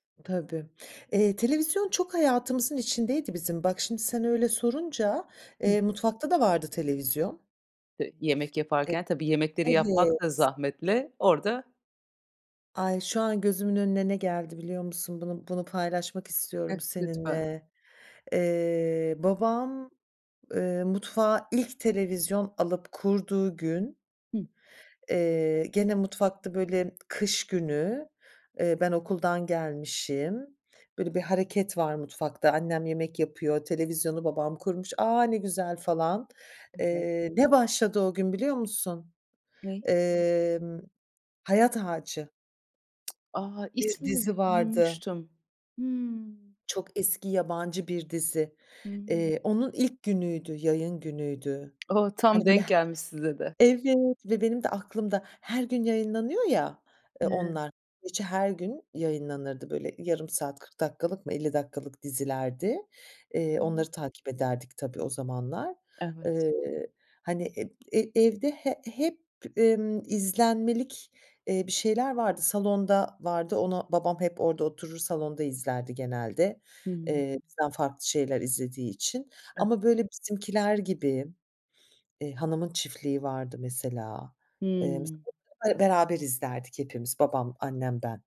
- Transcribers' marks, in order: tapping; unintelligible speech; unintelligible speech; unintelligible speech
- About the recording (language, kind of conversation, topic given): Turkish, podcast, Nostalji neden bu kadar insanı cezbediyor, ne diyorsun?